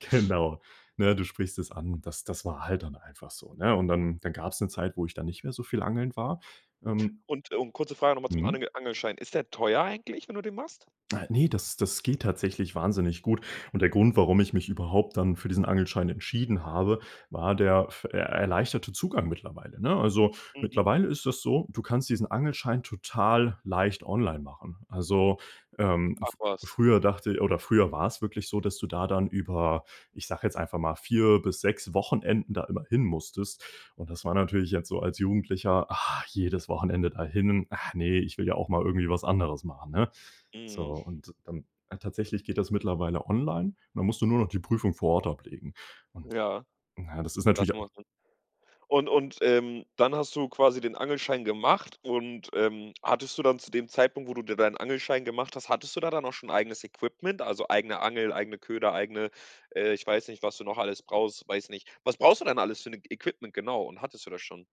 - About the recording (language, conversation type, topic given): German, podcast, Was ist dein liebstes Hobby?
- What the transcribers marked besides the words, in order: unintelligible speech